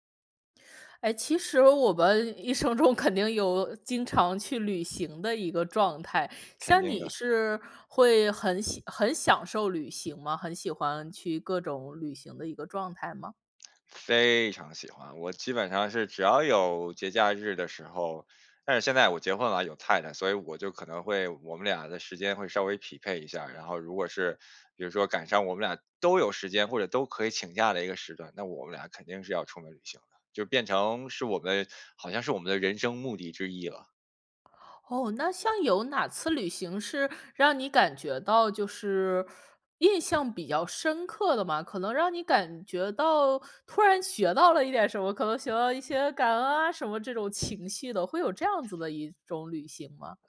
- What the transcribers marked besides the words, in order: none
- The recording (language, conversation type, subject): Chinese, podcast, 哪一次旅行让你更懂得感恩或更珍惜当下？
- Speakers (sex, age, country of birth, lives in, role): female, 30-34, China, United States, host; male, 40-44, China, United States, guest